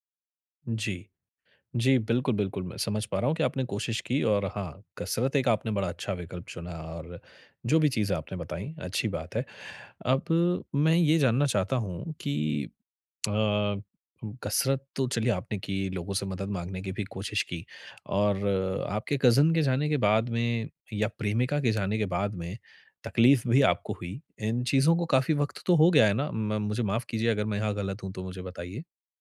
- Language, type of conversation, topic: Hindi, advice, मैं अचानक होने वाले दुःख और बेचैनी का सामना कैसे करूँ?
- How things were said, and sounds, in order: tongue click; in English: "कज़िन"